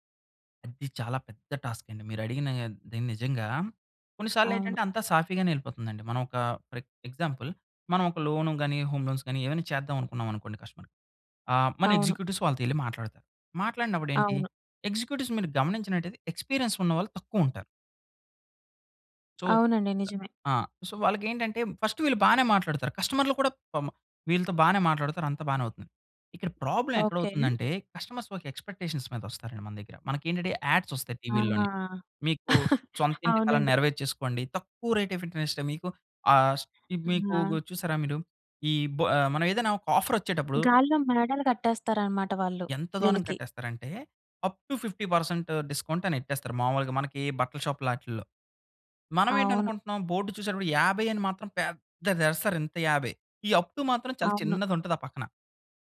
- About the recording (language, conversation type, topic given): Telugu, podcast, రోజువారీ ఆత్మవిశ్వాసం పెంచే చిన్న అలవాట్లు ఏవి?
- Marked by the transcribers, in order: stressed: "పెద్ద"; in English: "టాస్క్"; in English: "ఫర్"; in English: "హోమ్ లోన్స్"; in English: "కస్టమర్‌కి"; in English: "ఎగ్జిక్యూటివ్స్"; in English: "ఎగ్జిక్యూటివ్స్"; in English: "ఎక్స్‌పిరియన్స్"; in English: "సో"; other noise; in English: "సో"; in English: "ఫస్ట్"; in English: "ప్రాబ్లమ్"; in English: "కస్టమర్స్"; in English: "ఎక్స్‌పెక్టేషన్స్"; in English: "యాడ్స్"; giggle; in English: "రేట్ ఆఫ్ ఇంటర్నెస్ట్‌తో"; in English: "'అప్ టు ఫిఫ్టీ పర్సంట్ డిస్కౌంట్"; in English: "షాప్"; stressed: "పెద్దది"; in English: "అప్ టు"